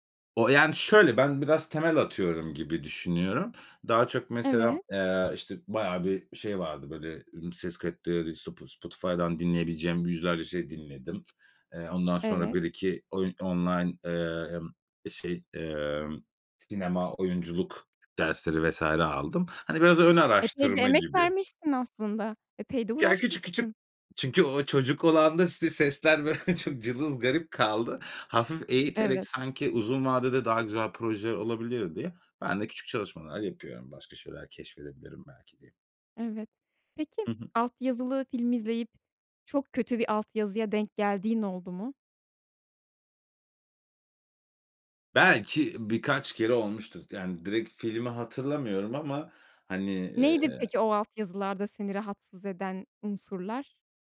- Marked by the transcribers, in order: tapping; laughing while speaking: "böyle"
- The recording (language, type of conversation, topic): Turkish, podcast, Dublaj mı yoksa altyazı mı tercih ediyorsun, neden?